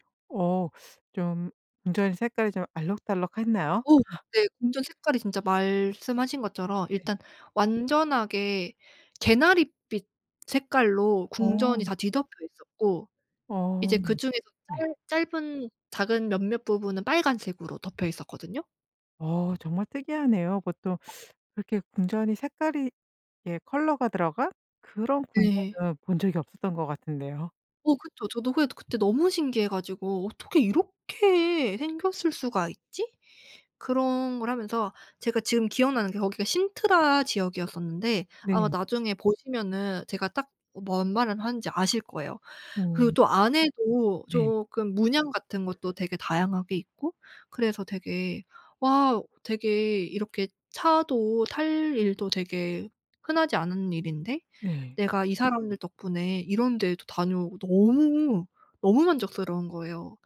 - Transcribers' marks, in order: teeth sucking; laugh; other background noise; unintelligible speech; teeth sucking; tapping
- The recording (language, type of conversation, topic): Korean, podcast, 여행 중 우연히 발견한 숨은 명소에 대해 들려주실 수 있나요?